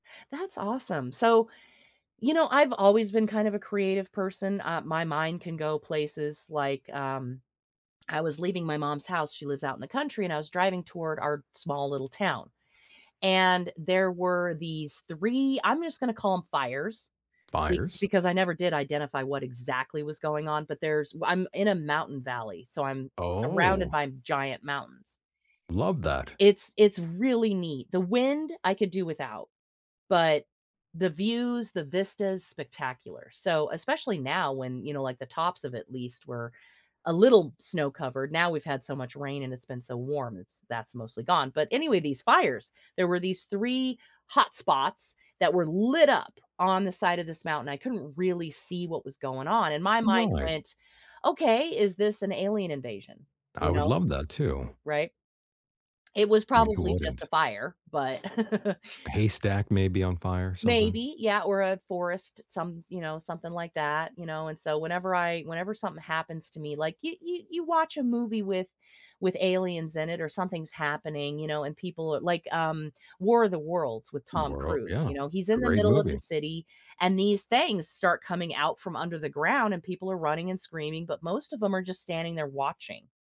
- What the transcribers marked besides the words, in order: stressed: "exactly"; chuckle
- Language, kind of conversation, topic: English, unstructured, How can you make time for creative play without feeling guilty?
- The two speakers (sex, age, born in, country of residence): female, 45-49, United States, United States; male, 40-44, United States, United States